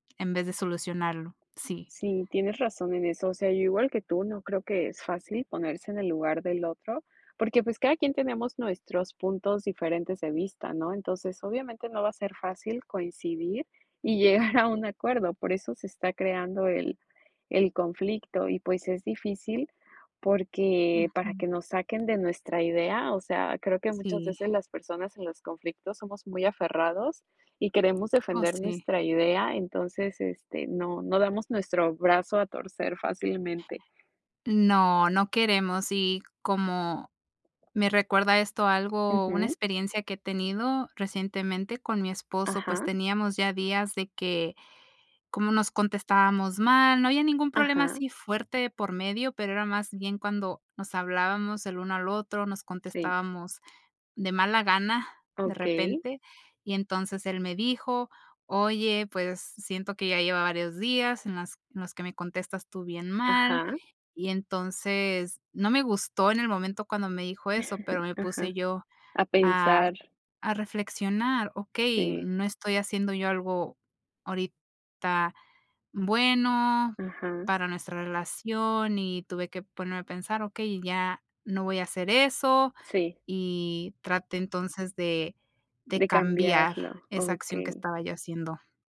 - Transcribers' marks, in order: laughing while speaking: "llegar"; tapping; other background noise; chuckle
- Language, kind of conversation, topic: Spanish, unstructured, ¿Crees que es importante comprender la perspectiva de la otra persona en un conflicto?